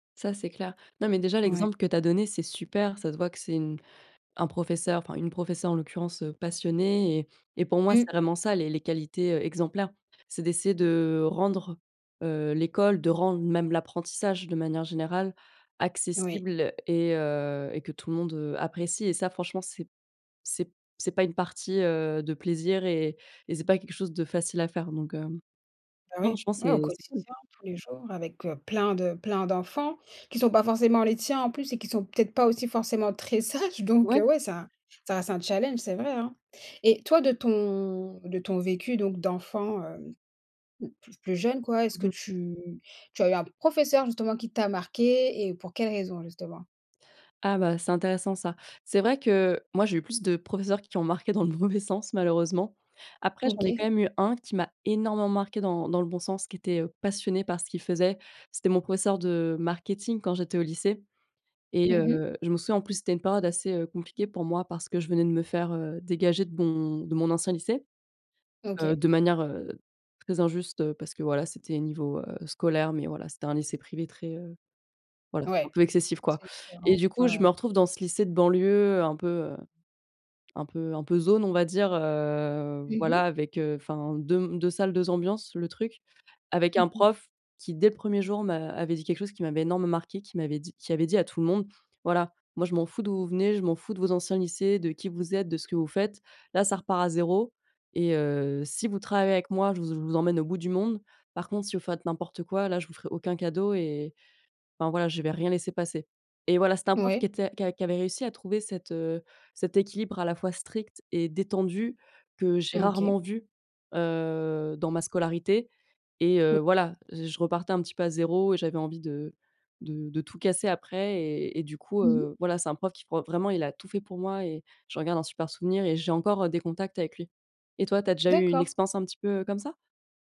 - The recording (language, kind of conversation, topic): French, unstructured, Qu’est-ce qui fait un bon professeur, selon toi ?
- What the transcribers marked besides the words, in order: stressed: "accessible"; stressed: "énormément"; drawn out: "heu"; chuckle